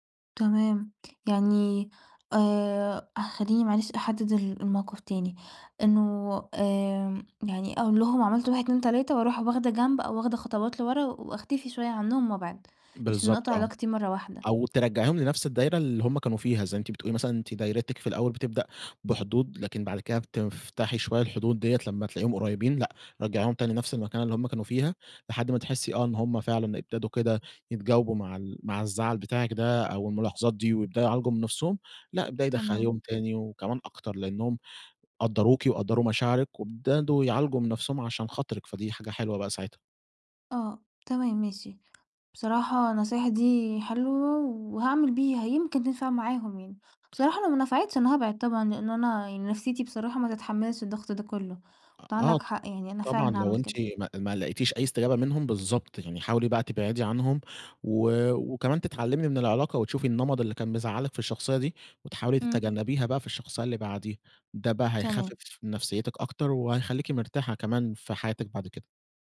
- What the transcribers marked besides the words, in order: none
- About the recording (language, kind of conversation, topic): Arabic, advice, ليه بتلاقيني بتورّط في علاقات مؤذية كتير رغم إني عايز أبطل؟
- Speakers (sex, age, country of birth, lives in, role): female, 20-24, Egypt, Portugal, user; male, 20-24, Egypt, Egypt, advisor